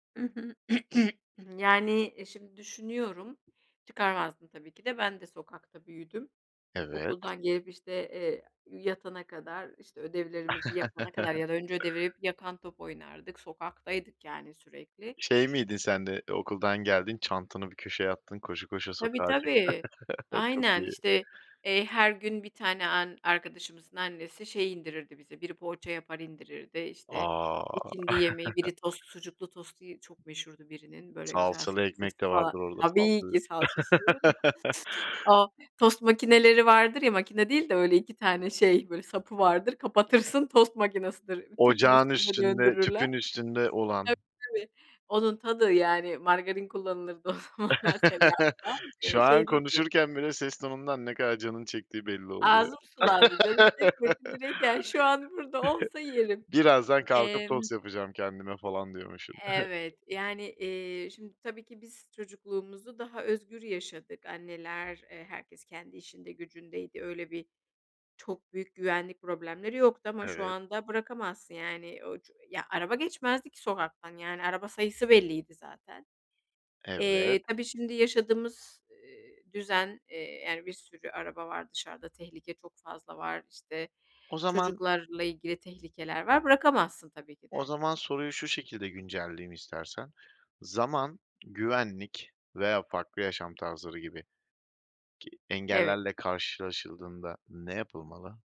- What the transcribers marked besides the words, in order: throat clearing; tapping; chuckle; other background noise; chuckle; chuckle; chuckle; laugh; chuckle; laughing while speaking: "o zamanlar"; chuckle; laugh; chuckle; "sokaktan" said as "sogaktan"
- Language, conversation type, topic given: Turkish, podcast, Komşularla daha yakın olmak için neler yapabiliriz sence?